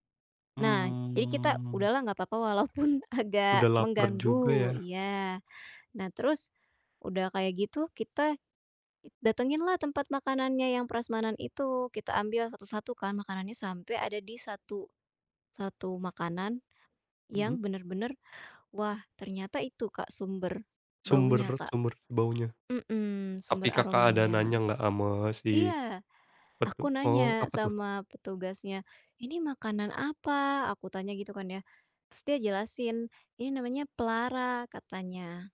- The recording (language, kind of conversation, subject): Indonesian, podcast, Apa perjalanan wisata kuliner terbaik versi kamu?
- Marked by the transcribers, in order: drawn out: "Mmm"; laughing while speaking: "walaupun"